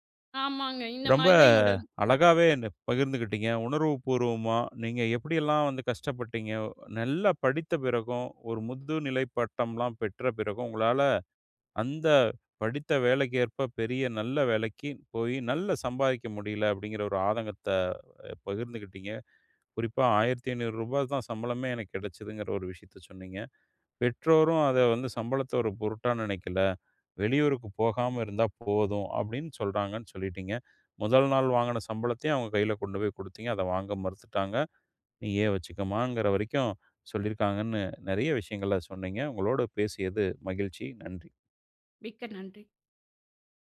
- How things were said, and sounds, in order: drawn out: "ரொம்ப"
- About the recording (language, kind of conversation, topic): Tamil, podcast, முதலாம் சம்பளம் வாங்கிய நாள் நினைவுகளைப் பற்றி சொல்ல முடியுமா?